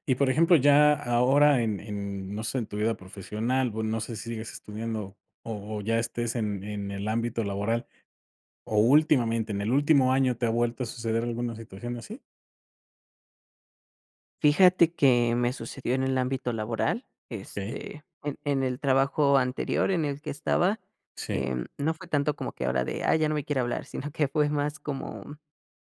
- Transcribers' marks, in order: laughing while speaking: "que fue más"
- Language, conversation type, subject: Spanish, podcast, ¿Cuál fue un momento que cambió tu vida por completo?